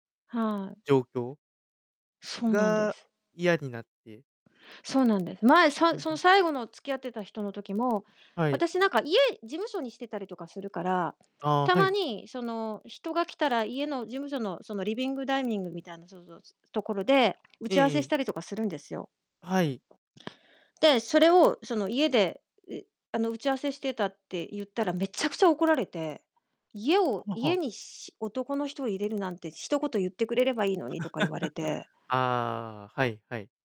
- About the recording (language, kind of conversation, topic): Japanese, advice, 新しい恋に踏み出すのが怖くてデートを断ってしまうのですが、どうしたらいいですか？
- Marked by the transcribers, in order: distorted speech; unintelligible speech; chuckle